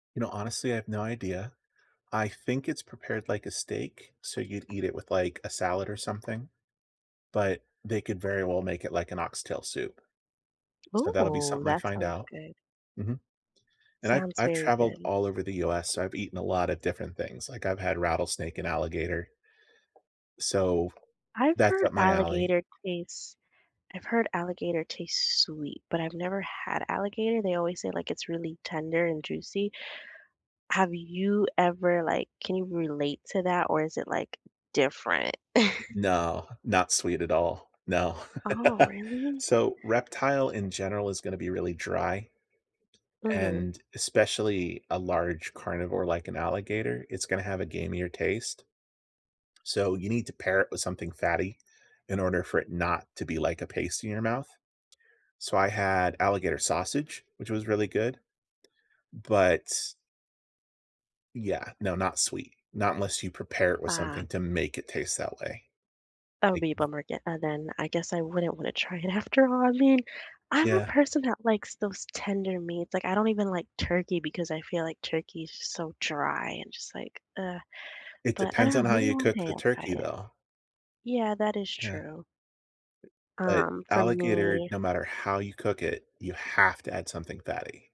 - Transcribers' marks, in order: tapping; chuckle; laugh; laughing while speaking: "try it after all"; stressed: "have"
- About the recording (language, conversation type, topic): English, unstructured, What place are you daydreaming about visiting soon, and what makes it special to you?
- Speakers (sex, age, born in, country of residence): female, 20-24, United States, United States; male, 40-44, United States, United States